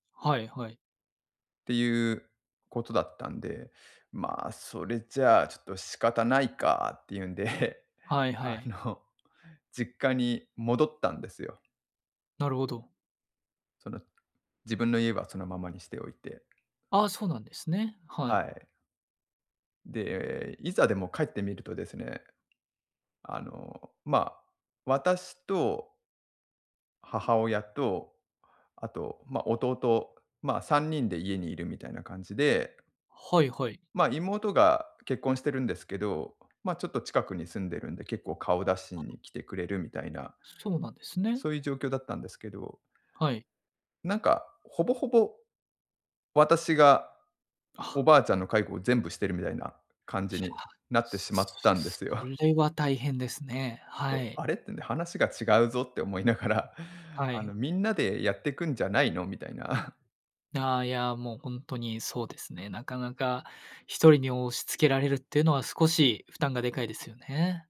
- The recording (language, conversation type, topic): Japanese, advice, 介護の負担を誰が担うかで家族が揉めている
- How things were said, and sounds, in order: chuckle; other noise; laughing while speaking: "思いながら"; chuckle